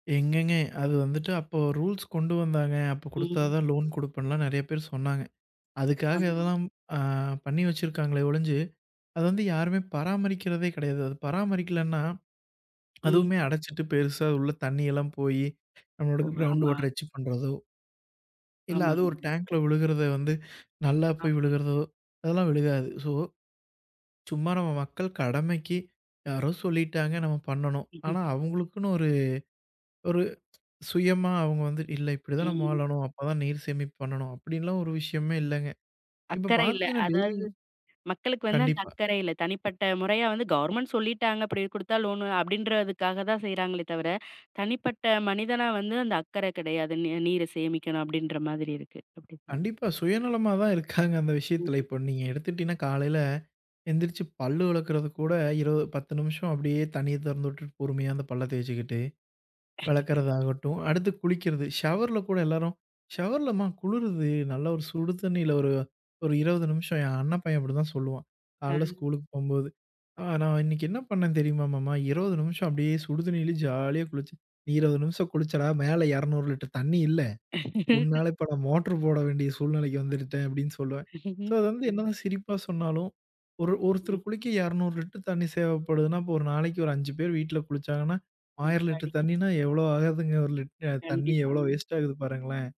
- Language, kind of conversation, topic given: Tamil, podcast, வீட்டில் நீரைச் சேமிக்க எளிய வழிகள் என்னென்ன?
- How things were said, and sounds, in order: in English: "ரூல்ஸ்"; in English: "லோன்"; other background noise; in English: "க்ரௌண்ட் வாட்டர"; in English: "டேங்க்ல"; in English: "ஸோ"; chuckle; in English: "லோன்"; laughing while speaking: "இருக்காங்க"; chuckle; in English: "ஷவர்ல"; in English: "ஷவர்ல"; laugh; chuckle; "தேவப்படுதுனா" said as "சேவப்படுதுனா"